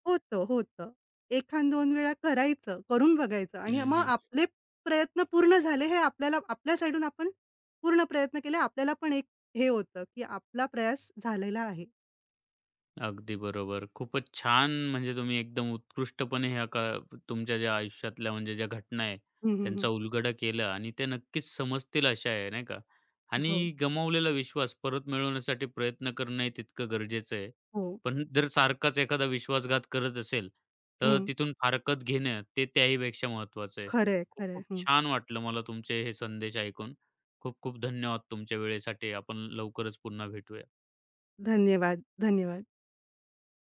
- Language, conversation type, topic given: Marathi, podcast, एकदा विश्वास गेला तर तो कसा परत मिळवता?
- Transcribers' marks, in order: in English: "साईडून"; in Hindi: "प्रयास"